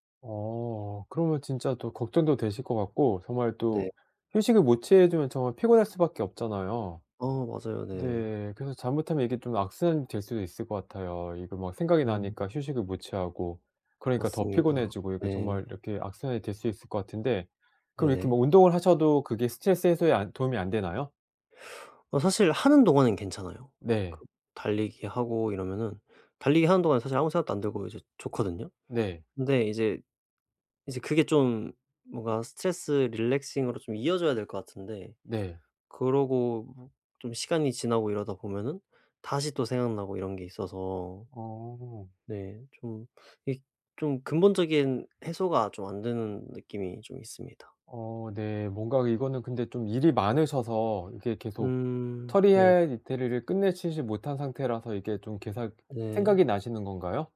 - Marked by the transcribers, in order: tapping; in English: "relaxing으로"
- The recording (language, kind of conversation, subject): Korean, advice, 휴식할 때 몸은 쉬는데도 마음이 계속 불편한 이유는 무엇인가요?